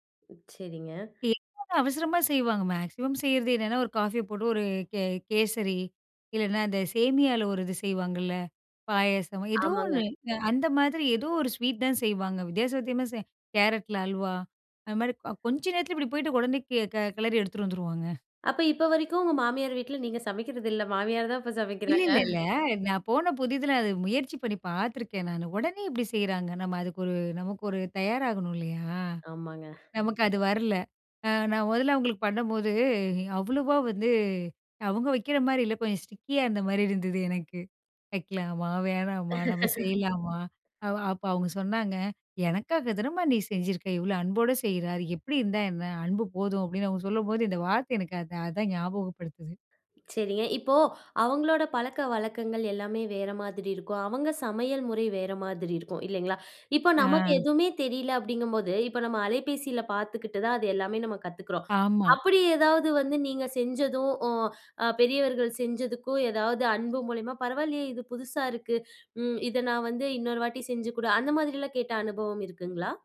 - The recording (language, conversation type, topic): Tamil, podcast, சமையல் மூலம் அன்பை எப்படி வெளிப்படுத்தலாம்?
- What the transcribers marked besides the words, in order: tapping; unintelligible speech; in English: "மேக்ஸிமம்"; other background noise; in English: "ஸ்டிக்கியா"; laugh; drawn out: "ஆ"